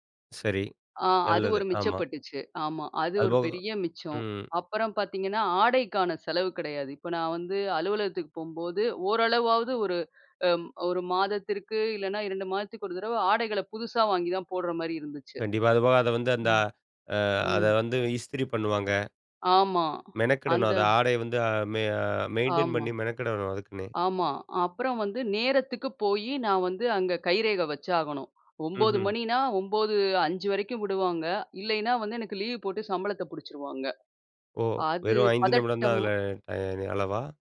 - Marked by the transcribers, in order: in English: "மெ மெயின்டெயின்"
- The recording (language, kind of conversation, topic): Tamil, podcast, வேலை-வாழ்க்கை சமநிலை பற்றி உங்கள் சிந்தனை என்ன?